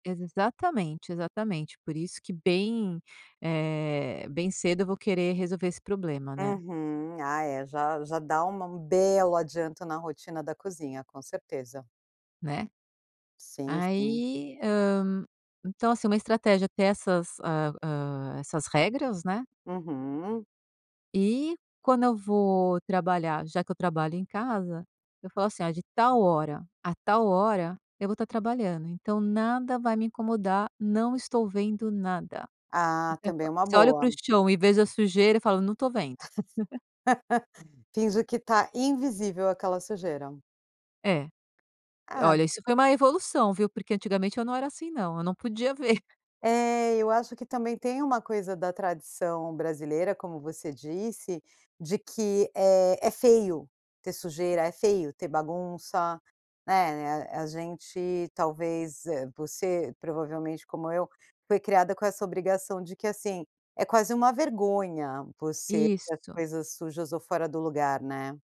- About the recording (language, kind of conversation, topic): Portuguese, podcast, Como você evita distrações domésticas quando precisa se concentrar em casa?
- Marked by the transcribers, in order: laugh; laugh; laughing while speaking: "ver"